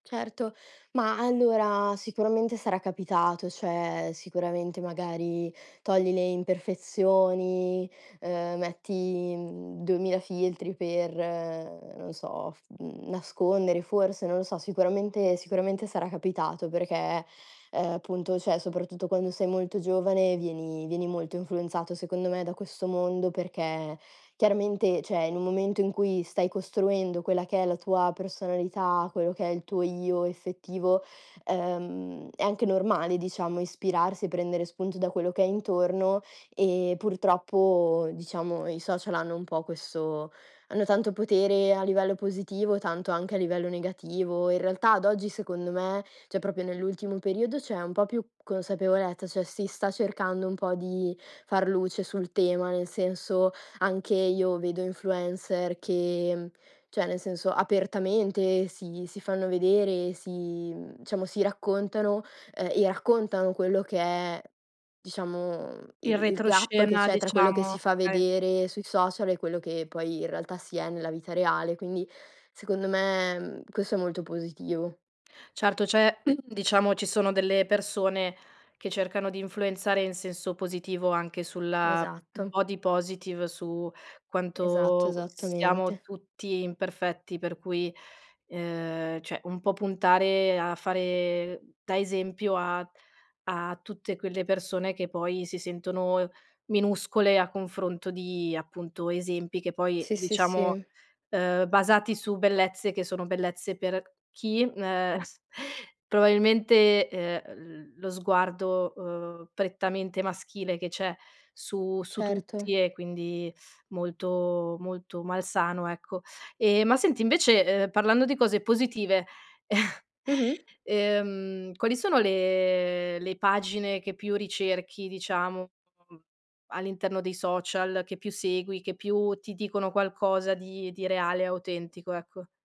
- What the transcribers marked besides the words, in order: "cioè" said as "ceh"; other background noise; "cioè" said as "ceh"; "diciamo" said as "ciamo"; throat clearing; in English: "body positive"; "cioè" said as "ceh"; chuckle; chuckle; unintelligible speech; tapping
- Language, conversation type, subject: Italian, podcast, Quanto influenzano i social media la tua espressione personale?
- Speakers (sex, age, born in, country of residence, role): female, 20-24, Italy, Italy, guest; female, 30-34, Italy, Italy, host